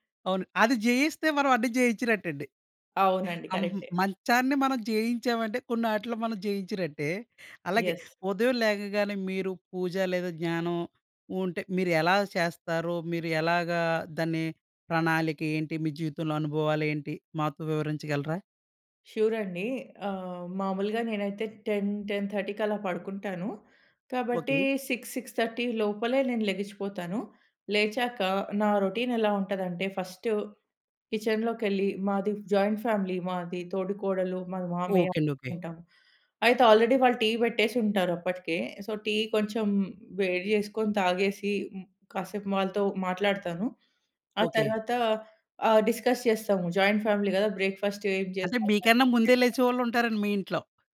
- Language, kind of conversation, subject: Telugu, podcast, ఉదయం మీరు పూజ లేదా ధ్యానం ఎలా చేస్తారు?
- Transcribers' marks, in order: giggle; in English: "యస్"; in English: "షూర్"; in English: "టెన్ టెన్ థర్టీకి"; in English: "సిక్స్ సిక్స్ థర్టీ"; in English: "రొటీన్"; in English: "ఫస్ట్"; in English: "జాయింట్ ఫ్యామిలీ"; in English: "ఆల్రెడీ"; in English: "సో"; in English: "డిస్కస్"; in English: "జాయింట్ ఫ్యామిలీ"; in English: "బ్రేక్‌ఫాస్ట్"; in English: "లంచ్"